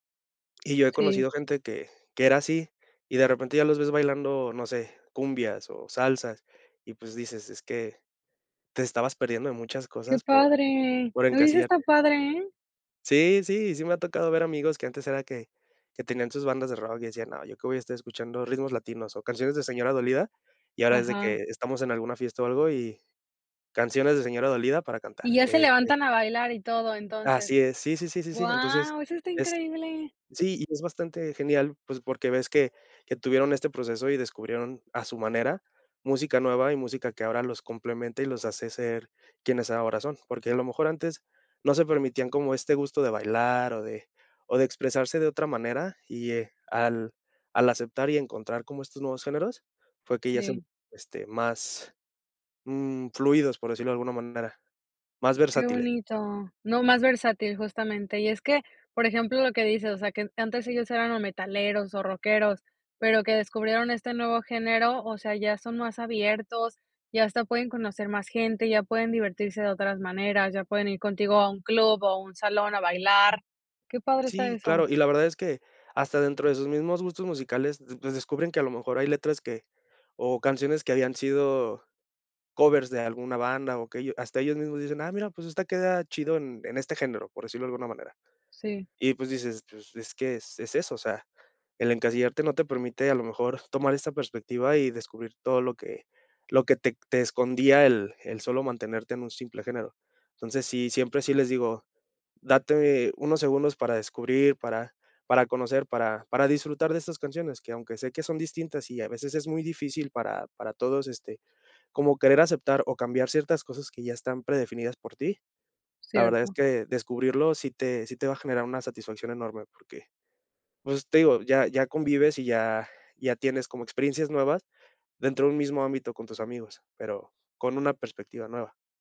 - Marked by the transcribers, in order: in English: "covers"
- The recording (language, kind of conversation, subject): Spanish, podcast, ¿Cómo descubres música nueva hoy en día?